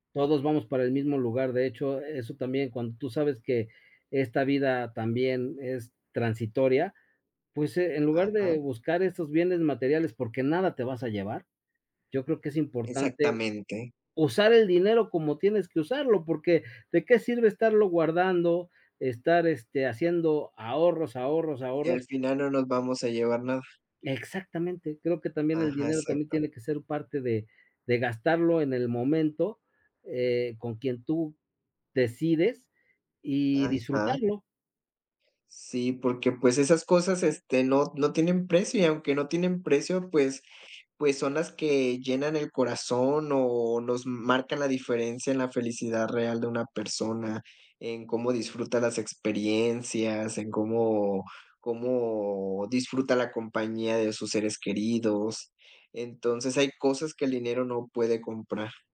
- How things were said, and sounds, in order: tapping; other background noise
- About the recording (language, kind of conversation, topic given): Spanish, unstructured, ¿Crees que el dinero compra la felicidad?
- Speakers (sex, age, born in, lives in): male, 30-34, Mexico, Mexico; male, 50-54, Mexico, Mexico